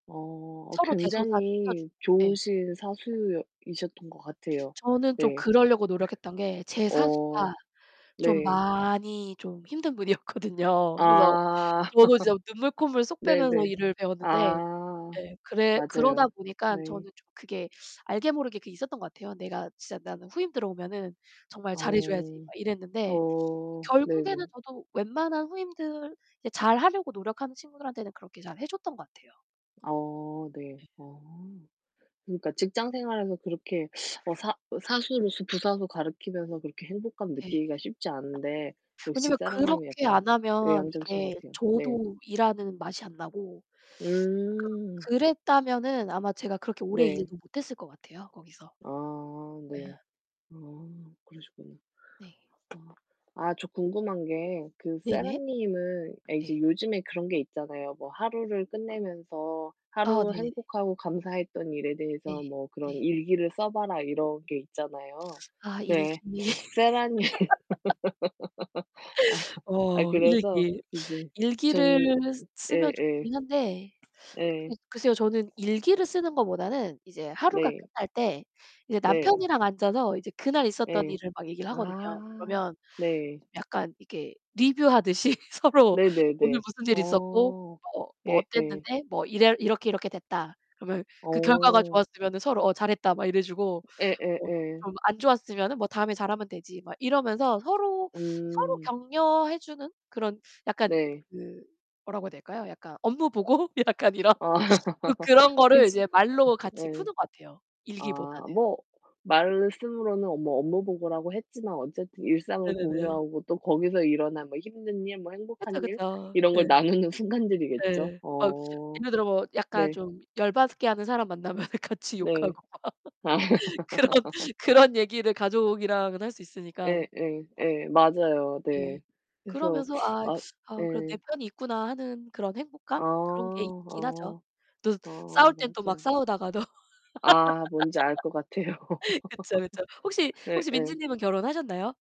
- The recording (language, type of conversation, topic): Korean, unstructured, 최근에 경험한 작은 행복은 무엇이었나요?
- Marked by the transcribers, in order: distorted speech; laugh; laughing while speaking: "분이었거든요"; other background noise; laugh; teeth sucking; teeth sucking; tapping; laugh; laughing while speaking: "님은"; laugh; laughing while speaking: "리뷰하듯이 서로"; laughing while speaking: "약간 이런"; laugh; laughing while speaking: "나누는"; laughing while speaking: "만나면 같이 욕하고 막 그런"; laughing while speaking: "아"; laugh; teeth sucking; laugh; laughing while speaking: "같아요"; laugh